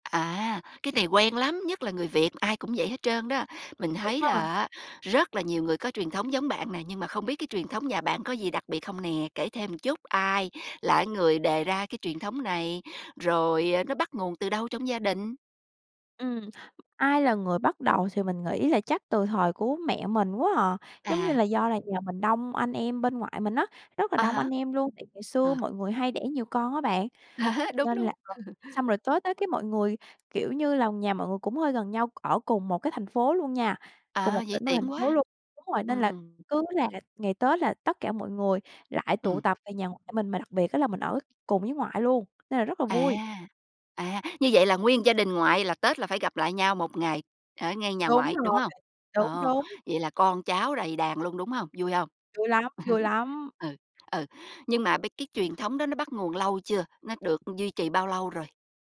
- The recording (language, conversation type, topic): Vietnamese, podcast, Bạn có thể kể về một truyền thống gia đình mà bạn trân trọng không?
- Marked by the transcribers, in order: "một" said as "ừn"; tapping; laughing while speaking: "À há, đúng, đúng!"; other background noise; laugh; "một" said as "ừn"; laugh